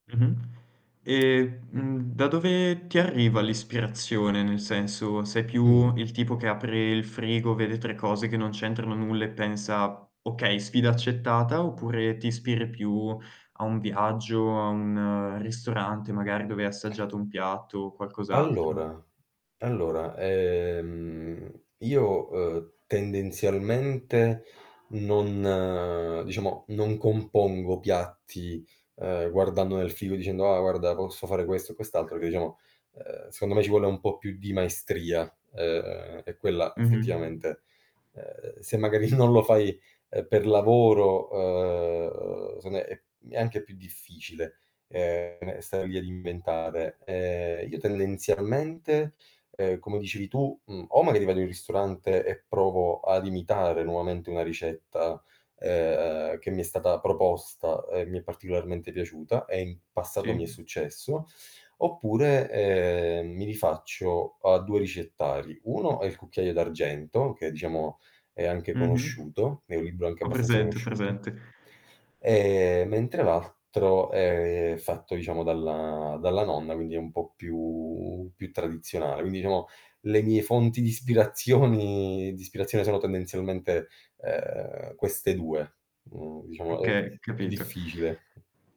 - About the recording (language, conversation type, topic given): Italian, podcast, In che modo la cucina diventa per te un esercizio creativo?
- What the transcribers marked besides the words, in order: tapping; static; other background noise; laughing while speaking: "non"; distorted speech